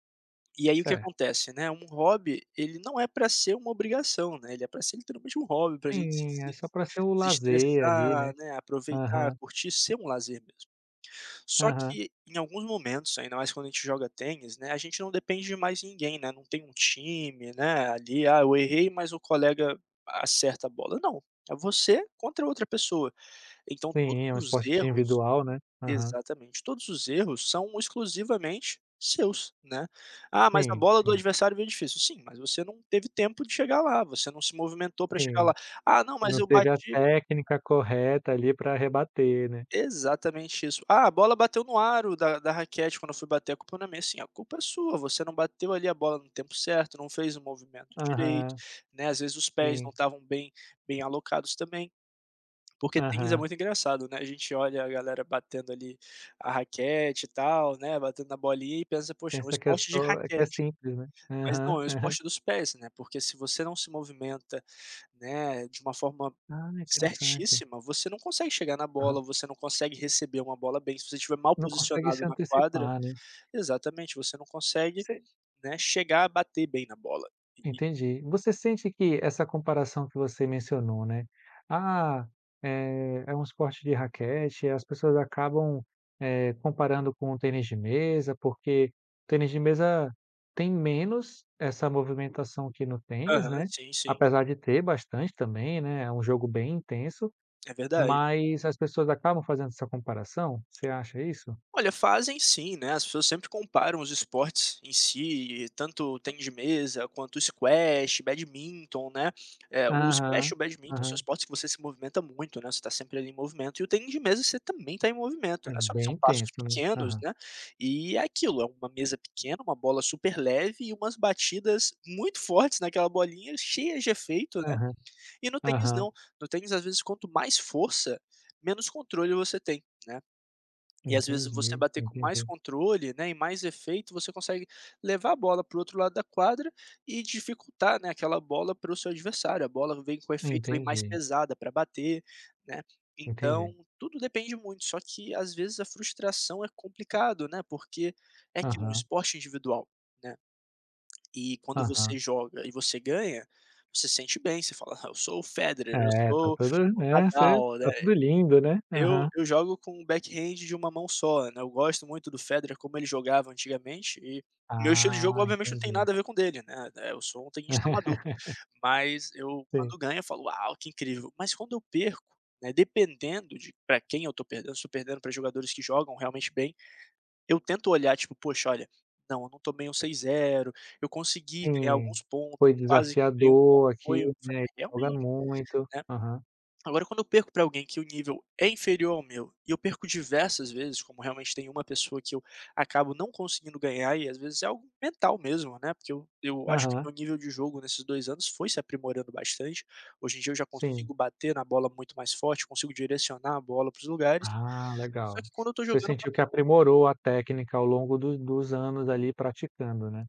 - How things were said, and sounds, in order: other background noise; tapping; in English: "backhand"; laugh
- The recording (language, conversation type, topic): Portuguese, podcast, Como você lida com a frustração quando algo não dá certo no seu hobby?